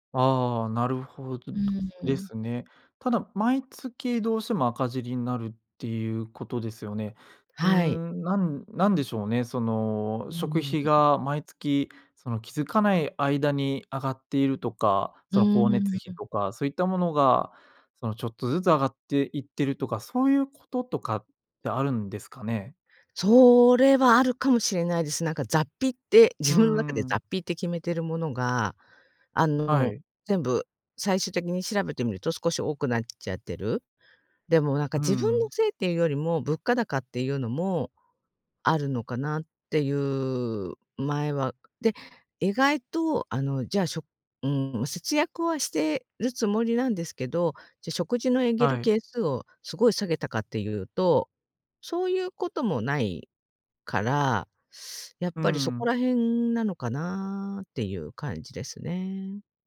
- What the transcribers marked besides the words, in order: none
- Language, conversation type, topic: Japanese, advice, 毎月赤字で貯金が増えないのですが、どうすれば改善できますか？